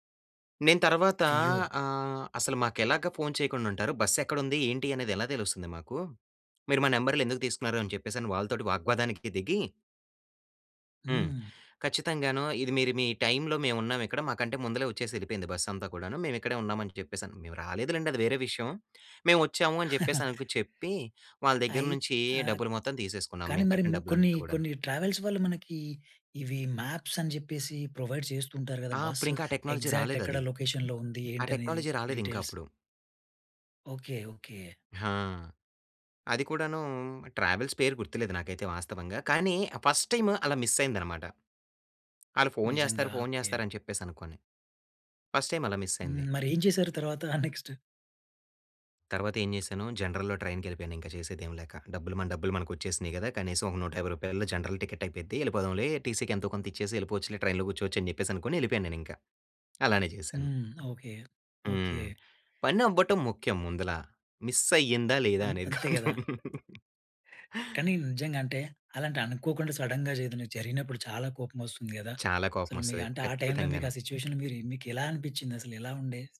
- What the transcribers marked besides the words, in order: other background noise; in English: "బస్"; chuckle; in English: "ట్రావెల్స్"; in English: "మాప్స్"; in English: "ప్రొవైడ్"; in English: "ఎగ్జాక్ట్"; in English: "లొకేషన్‌లో"; in English: "టెక్నాలజీ"; in English: "టెక్నాలజీ"; in English: "డీటెయిల్స్"; in English: "ట్రావెల్స్"; in English: "ఫస్ట్ టైమ్"; in English: "మిస్"; in English: "ఫస్ట్ టైమ్"; in English: "మిస్"; in English: "నెక్స్ట్?"; in English: "జనరల్‌లో ట్రైన్‌కి"; in English: "జనరల్ టికెట్"; in English: "టీసీకి"; in English: "ట్రైన్‌లో"; in English: "మిస్"; chuckle; in English: "సడెన్‌గా"; in English: "సిట్యుయేషన్"
- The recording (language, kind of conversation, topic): Telugu, podcast, ఒకసారి మీ విమానం తప్పిపోయినప్పుడు మీరు ఆ పరిస్థితిని ఎలా ఎదుర్కొన్నారు?